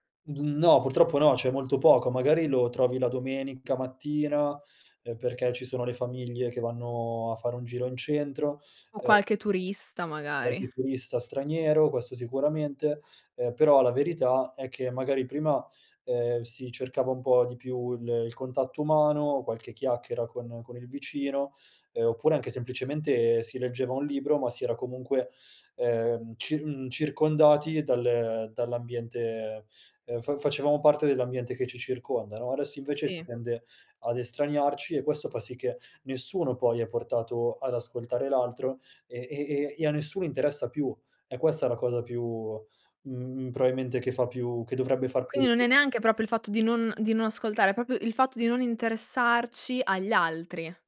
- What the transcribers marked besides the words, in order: unintelligible speech
- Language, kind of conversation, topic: Italian, podcast, Che ruolo ha l'ascolto nel creare fiducia?
- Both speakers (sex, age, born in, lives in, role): female, 20-24, Italy, Italy, host; male, 30-34, Italy, Italy, guest